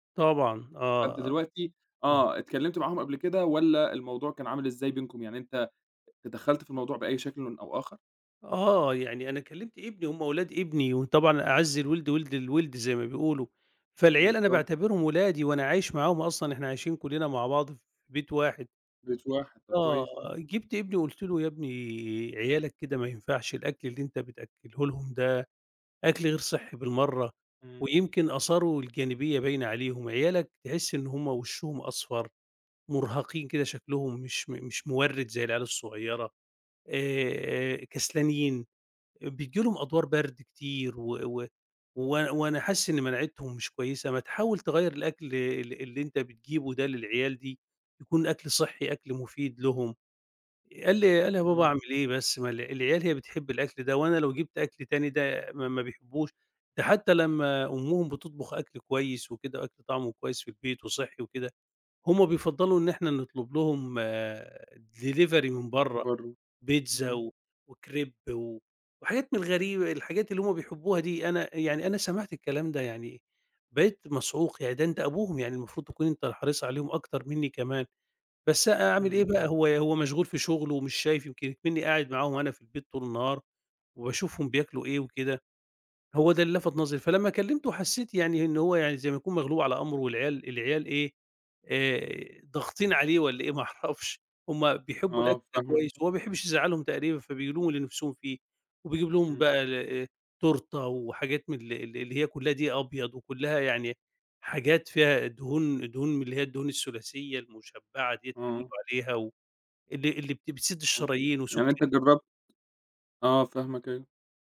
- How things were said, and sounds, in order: unintelligible speech; in English: "delivery"; in English: "وكريب"; chuckle; unintelligible speech; unintelligible speech; tapping
- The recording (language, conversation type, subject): Arabic, advice, إزاي أقنع الأطفال يجرّبوا أكل صحي جديد؟